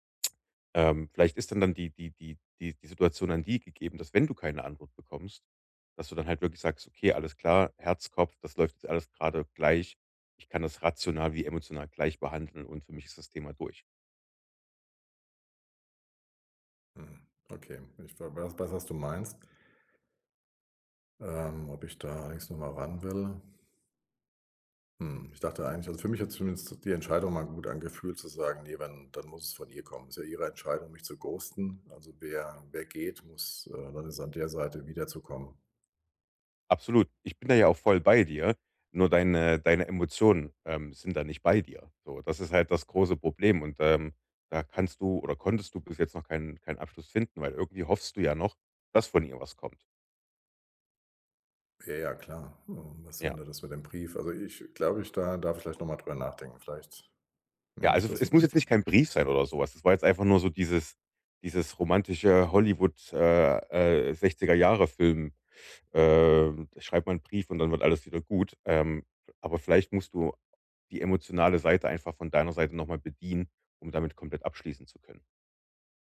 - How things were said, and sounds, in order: stressed: "dass"
- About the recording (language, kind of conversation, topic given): German, advice, Wie kann ich die Vergangenheit loslassen, um bereit für eine neue Beziehung zu sein?